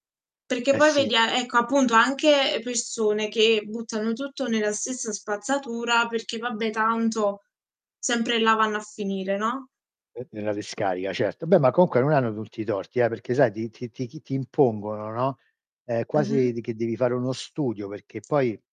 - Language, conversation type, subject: Italian, unstructured, Che cosa ti fa arrabbiare di più dell’uso eccessivo della plastica?
- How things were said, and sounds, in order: "comunque" said as "counque"